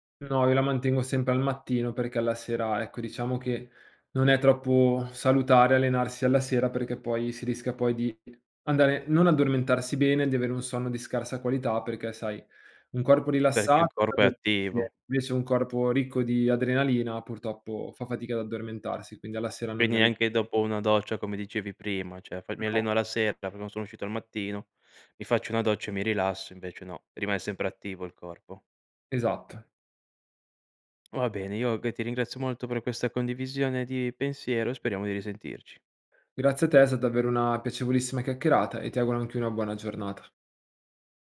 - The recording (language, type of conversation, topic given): Italian, podcast, Come creare una routine di recupero che funzioni davvero?
- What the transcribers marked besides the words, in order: other background noise; "cioè" said as "ceh"; "stata" said as "sata"